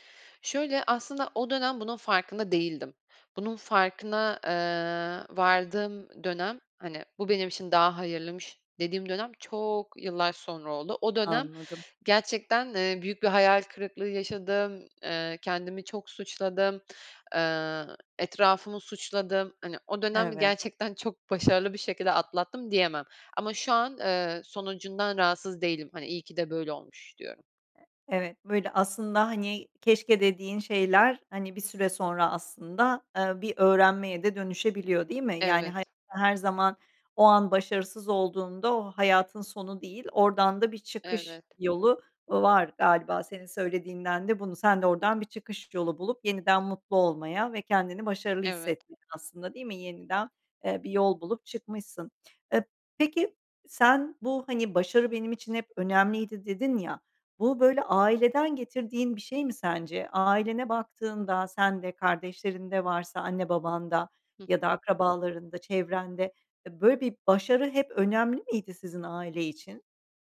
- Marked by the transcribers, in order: tapping; drawn out: "çok"; other background noise; unintelligible speech
- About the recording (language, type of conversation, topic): Turkish, podcast, Senin için mutlu olmak mı yoksa başarılı olmak mı daha önemli?